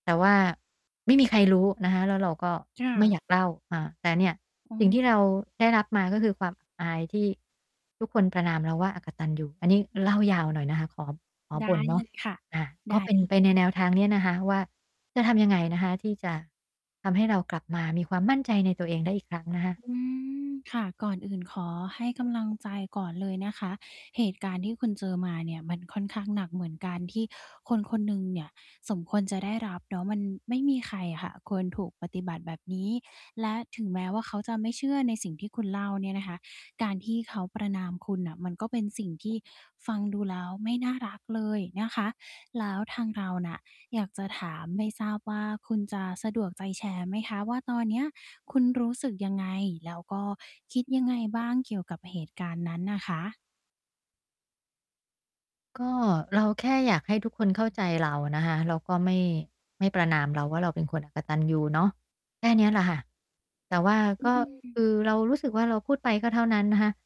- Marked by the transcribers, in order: distorted speech
- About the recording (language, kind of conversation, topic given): Thai, advice, จะทำอย่างไรให้กลับมามั่นใจในตัวเองอีกครั้งหลังจากรู้สึกอับอาย?